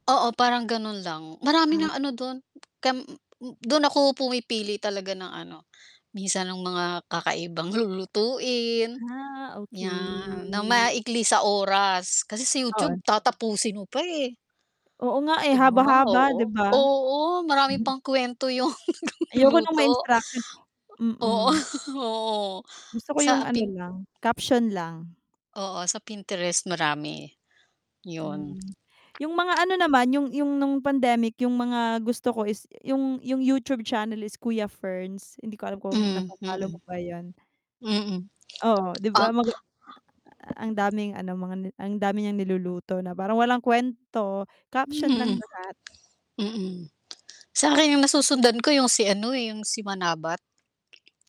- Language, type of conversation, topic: Filipino, unstructured, Paano mo ipinapakita ang pagmamahal sa pamilya araw-araw?
- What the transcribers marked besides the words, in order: static; other background noise; drawn out: "okey"; tongue click; chuckle; laughing while speaking: "yung nag-luluto"; laughing while speaking: "Oo"; swallow; tongue click; tongue click; tapping; tongue click